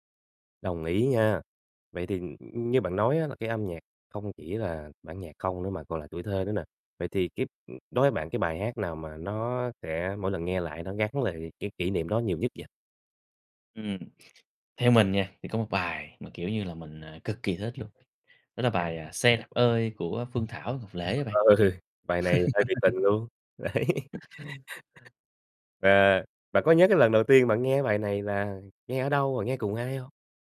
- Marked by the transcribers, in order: tapping; other background noise; laughing while speaking: "Ờ"; laugh; laughing while speaking: "Đấy"; laugh; unintelligible speech
- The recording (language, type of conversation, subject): Vietnamese, podcast, Bài hát nào luôn chạm đến trái tim bạn mỗi khi nghe?